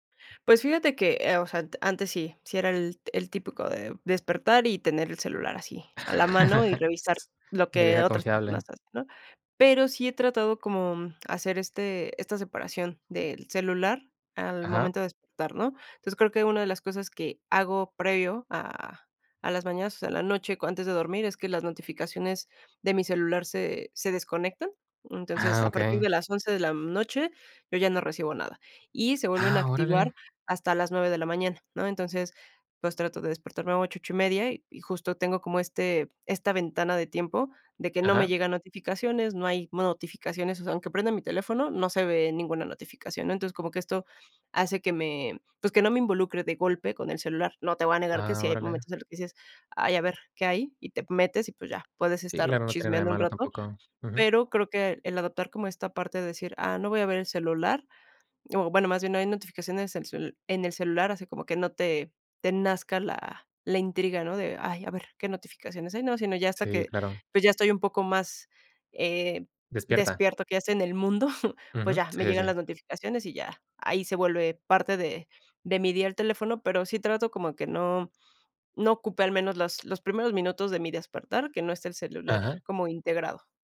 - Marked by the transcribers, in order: laugh; other noise; giggle
- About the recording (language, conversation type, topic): Spanish, podcast, ¿Cómo es tu rutina matutina ideal y por qué te funciona?